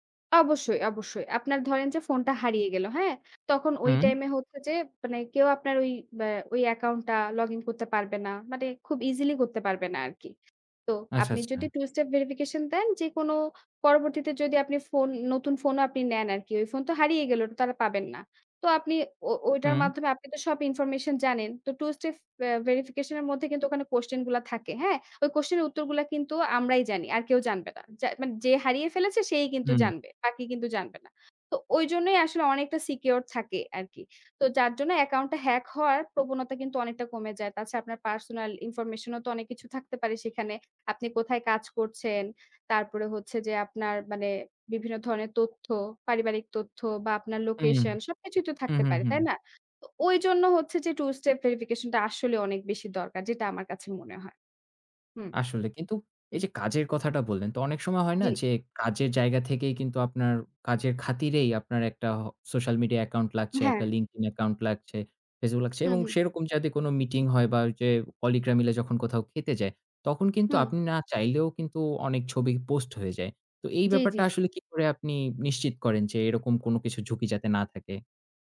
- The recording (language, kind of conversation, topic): Bengali, podcast, অনলাইনে ব্যক্তিগত তথ্য শেয়ার করার তোমার সীমা কোথায়?
- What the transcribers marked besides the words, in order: in English: "account"; in English: "easily"; in English: "two step verification"; in English: "information"; in English: "two step"; in English: "verification"; in English: "question"; in English: "question"; in English: "secure"; in English: "account"; in English: "hack"; in English: "personal information"; in English: "location"; in English: "two step verification"; in English: "social media account"; in English: "কলিগ"; in English: "post"